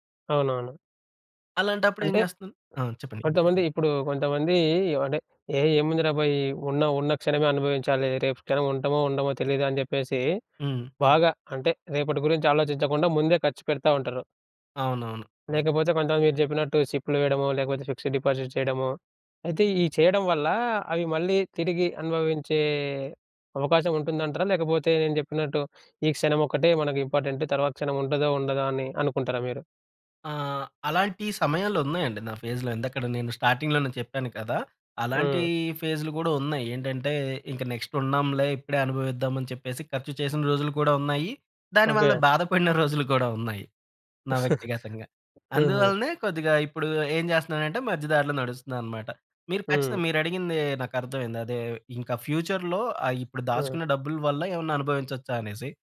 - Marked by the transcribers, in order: in Hindi: "భాయ్"; in English: "ఫిక్స్డ్ డిపాజిట్"; in English: "ఇంపార్టెంట్"; in English: "ఫేస్‌లో"; in English: "స్టార్టింగ్‌లోనే"; in English: "నెక్స్ట్"; chuckle; in English: "ఫ్యూచర్‌లో"
- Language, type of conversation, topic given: Telugu, podcast, ప్రయాణాలు, కొత్త అనుభవాల కోసం ఖర్చు చేయడమా లేదా ఆస్తి పెంపుకు ఖర్చు చేయడమా—మీకు ఏది ఎక్కువ ముఖ్యమైంది?